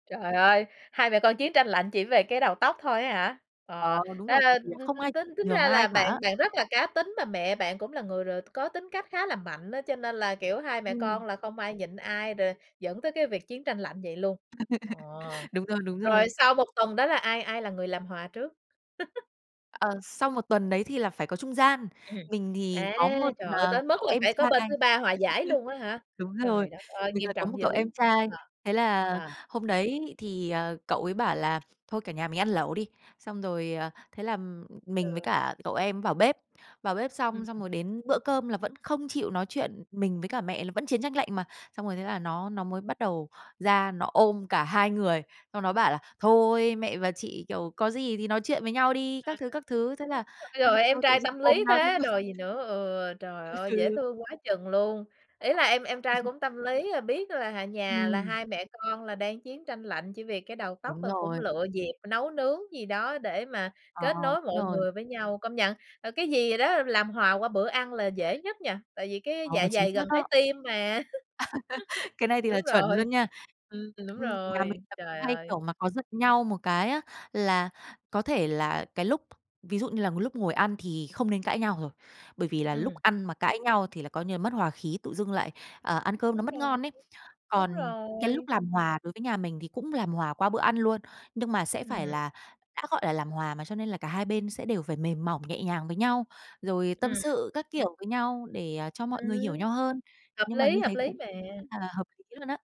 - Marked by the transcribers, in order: tapping; laugh; laugh; laugh; other background noise; laugh; laughing while speaking: "Ừ"; laughing while speaking: "Ừm"; laugh
- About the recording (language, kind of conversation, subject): Vietnamese, podcast, Bạn đối mặt thế nào khi người thân không hiểu phong cách của bạn?